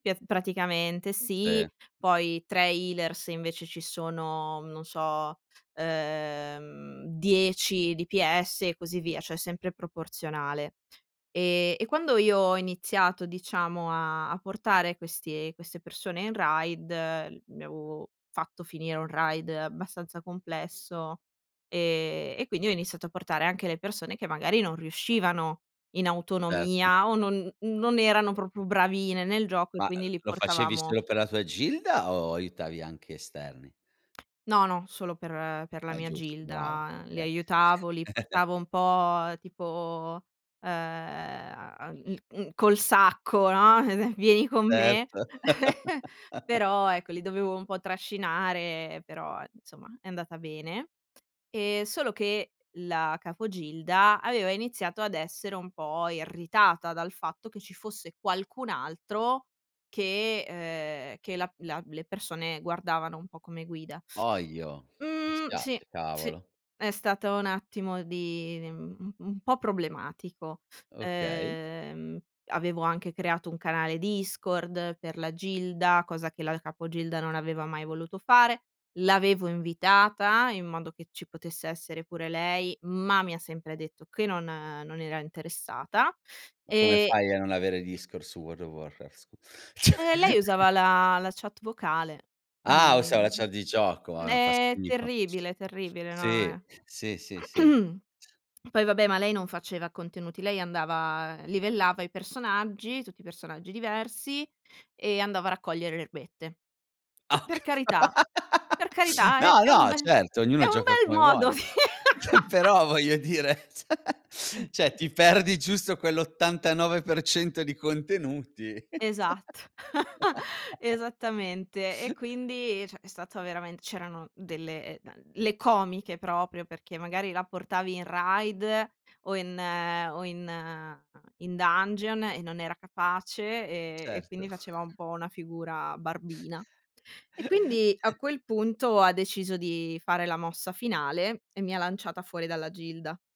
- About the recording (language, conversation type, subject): Italian, podcast, Hai mai usato una comunità online per migliorarti e in che modo ti ha aiutato?
- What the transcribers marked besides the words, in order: tapping; in English: "healers"; "proprio" said as "propro"; chuckle; drawn out: "ehm"; chuckle; other background noise; laughing while speaking: "cioè!"; unintelligible speech; throat clearing; laugh; laughing while speaking: "Però"; laughing while speaking: "di"; laugh; laughing while speaking: "ceh"; "cioè-" said as "ceh"; other noise; chuckle; laughing while speaking: "ceh!"; "cioè" said as "ceh"; "cioè" said as "ceh"; chuckle; chuckle